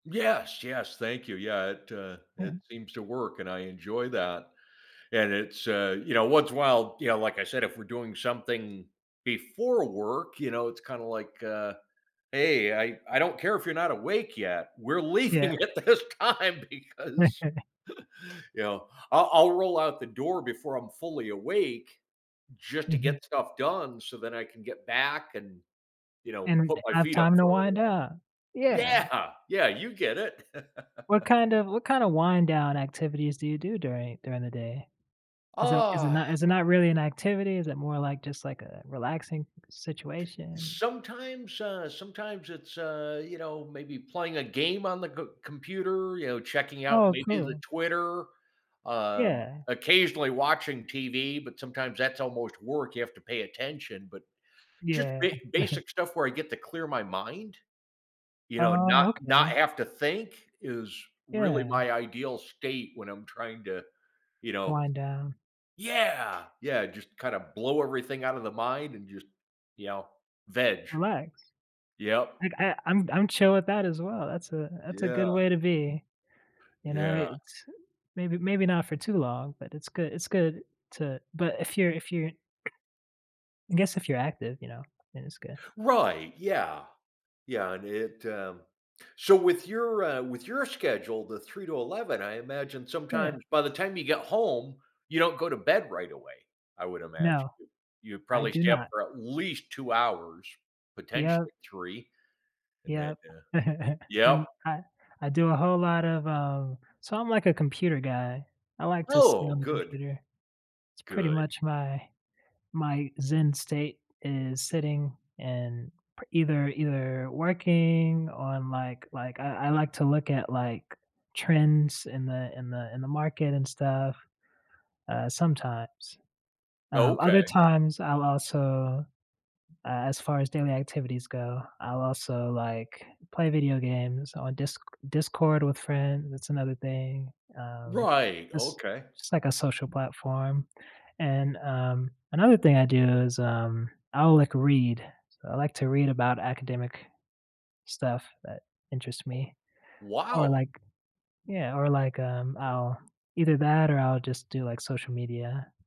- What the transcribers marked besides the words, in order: other background noise; chuckle; laughing while speaking: "leaving at this time because"; chuckle; laugh; laughing while speaking: "Yeah!"; laugh; chuckle; tapping; stressed: "least"; chuckle
- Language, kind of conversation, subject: English, unstructured, How can visualizing your goals help you stay motivated and take action?
- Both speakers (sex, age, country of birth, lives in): male, 25-29, United States, United States; male, 55-59, United States, United States